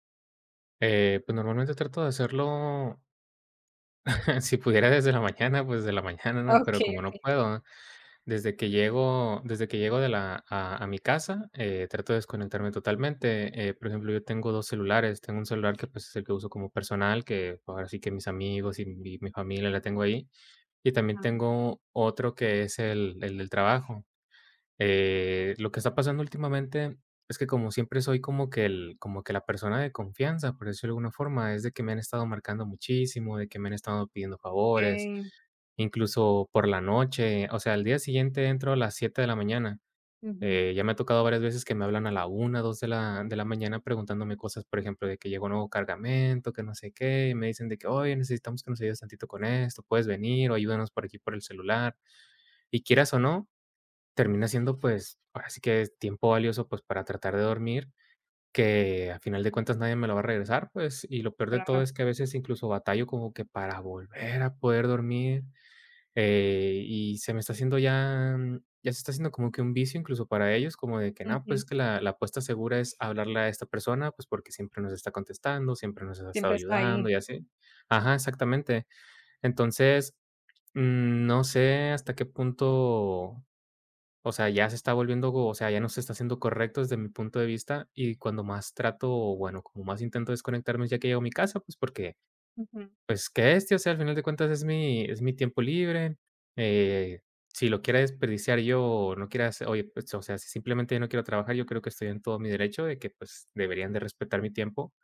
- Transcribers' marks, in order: chuckle; laughing while speaking: "Okey, okey"; other noise
- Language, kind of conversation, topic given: Spanish, advice, ¿Por qué me cuesta desconectar después del trabajo?